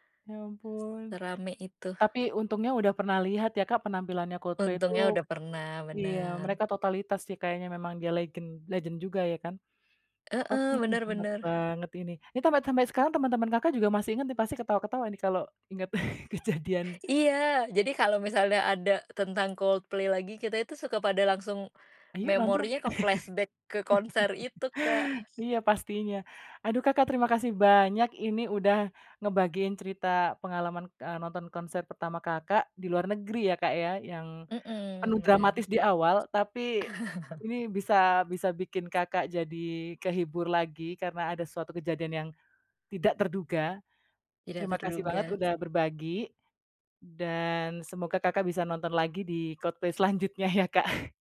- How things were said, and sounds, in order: laughing while speaking: "kejadian"; laugh; in English: "flashback"; other background noise; laugh; laughing while speaking: "selanjutnya ya, Kak"
- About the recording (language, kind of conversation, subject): Indonesian, podcast, Apa pengalaman konser atau pertunjukan musik yang paling berkesan buat kamu?